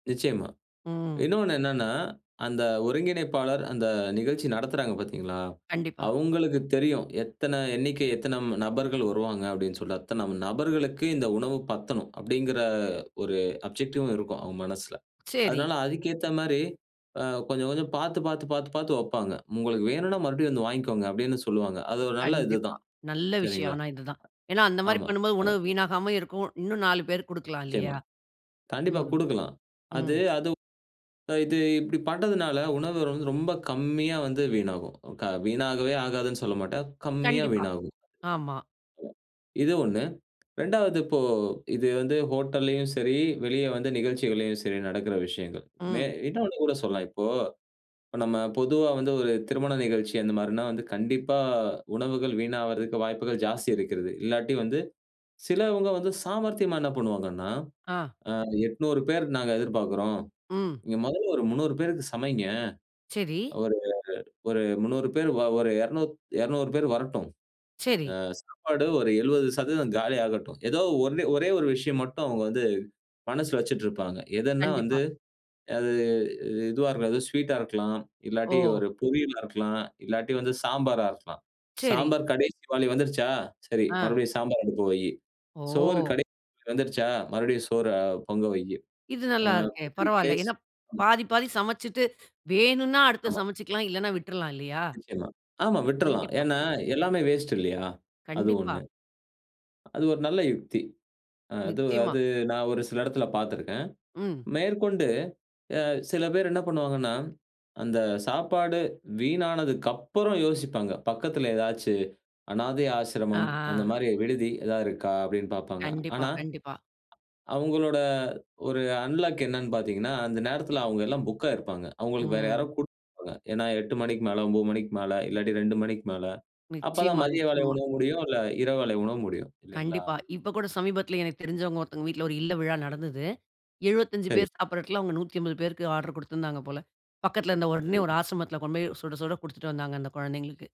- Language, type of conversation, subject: Tamil, podcast, உணவு வீணாவதைத் தவிர்க்க நாம் என்னென்ன வழிகளைப் பயன்படுத்தலாம்?
- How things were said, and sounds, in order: in English: "ஆப்ஜெக்டிவ்வும்"; other noise; unintelligible speech; "அடுத்து" said as "அடுத்த"; drawn out: "ஆ"; in English: "அன்லாக்"; in English: "ஆர்டர்"